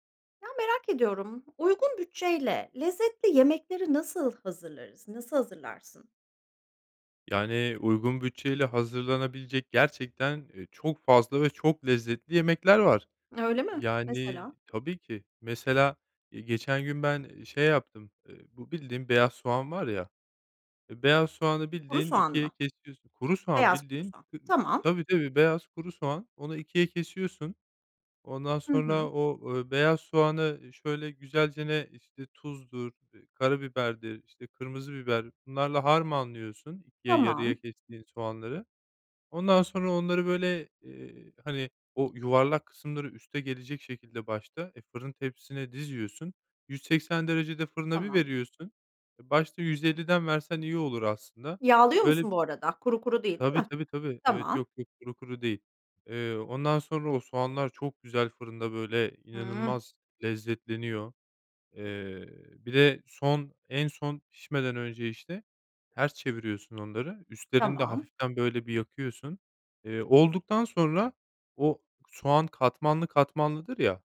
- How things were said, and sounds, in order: other background noise; "güzelce" said as "güzelcene"; unintelligible speech; tapping
- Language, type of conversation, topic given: Turkish, podcast, Uygun bütçeyle lezzetli yemekler nasıl hazırlanır?